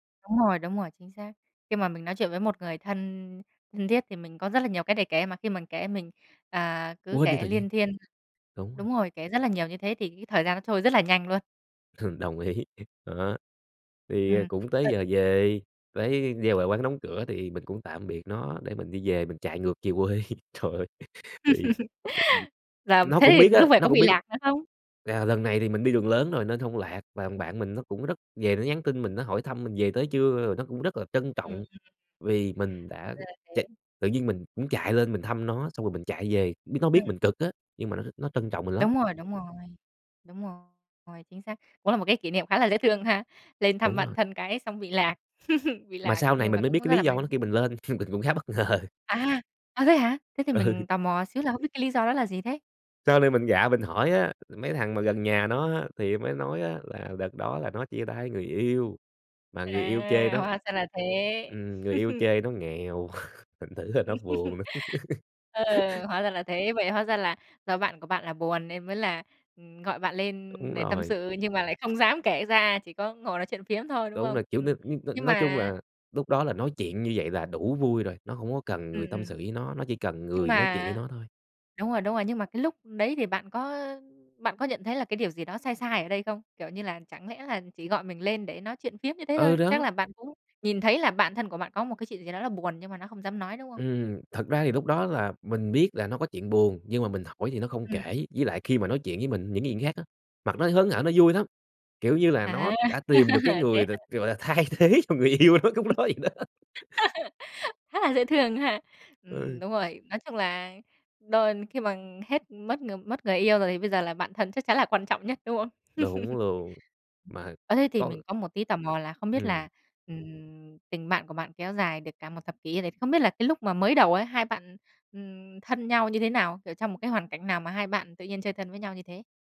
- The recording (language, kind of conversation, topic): Vietnamese, podcast, Theo bạn, thế nào là một người bạn thân?
- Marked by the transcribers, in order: other background noise; tapping; laughing while speaking: "quê, trời ơi"; laugh; laugh; laughing while speaking: "bất ngờ"; laughing while speaking: "Ừ"; laugh; chuckle; laugh; laugh; laughing while speaking: "thay thế cho người yêu nó lúc đó vậy đó"; laugh; laugh